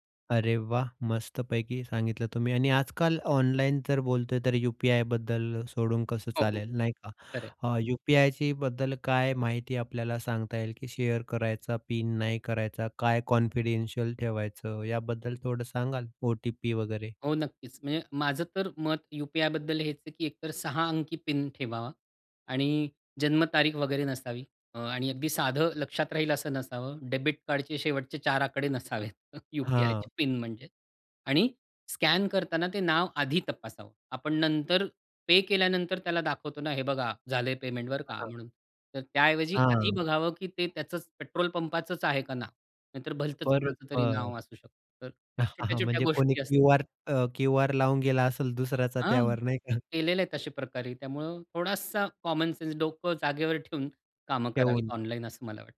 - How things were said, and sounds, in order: in English: "शेअर"; in English: "कॉन्फिडेन्शियल"; tapping; in English: "डेबिट"; chuckle; in English: "स्कॅन"; other background noise; chuckle; laughing while speaking: "म्हणजे कोणी क्यू-आर"; chuckle; in English: "कॉमन सेन्स"
- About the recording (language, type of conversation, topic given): Marathi, podcast, कोणती गोष्ट ऑनलाइन शेअर करणे टाळले पाहिजे?